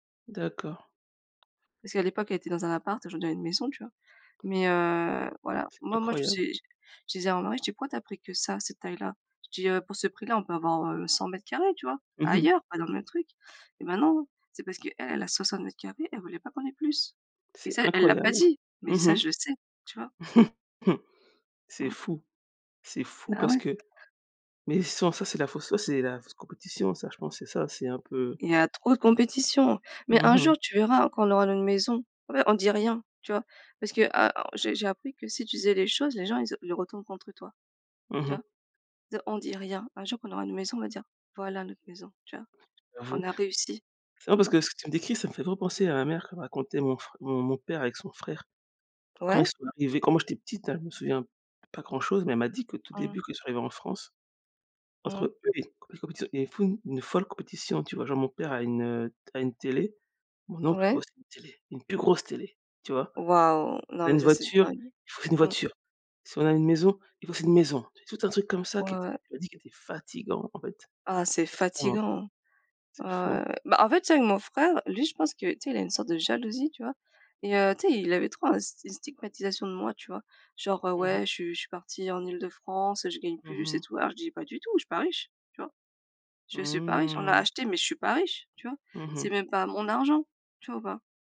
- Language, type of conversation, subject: French, unstructured, Comment décrirais-tu ta relation avec ta famille ?
- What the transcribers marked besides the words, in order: chuckle; tapping; drawn out: "Mmh"